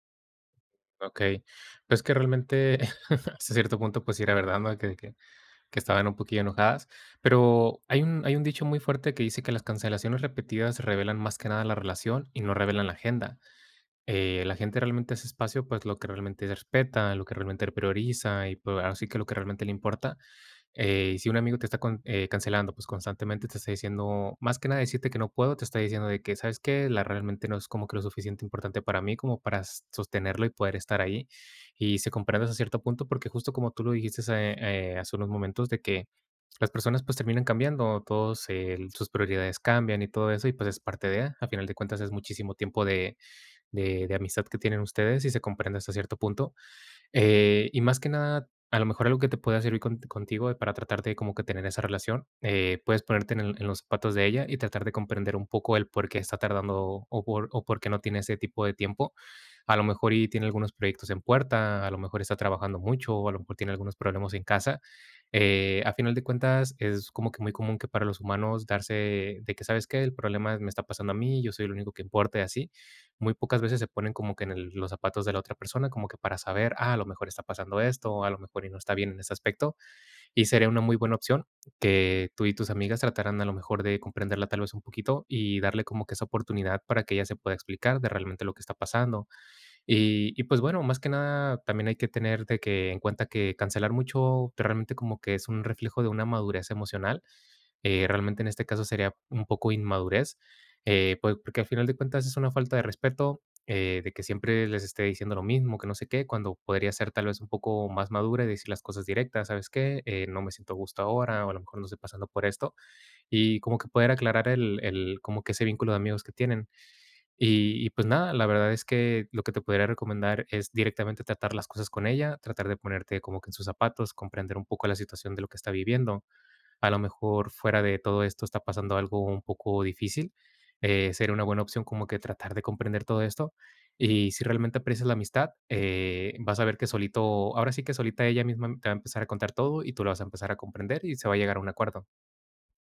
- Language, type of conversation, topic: Spanish, advice, ¿Qué puedo hacer cuando un amigo siempre cancela los planes a última hora?
- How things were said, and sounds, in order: chuckle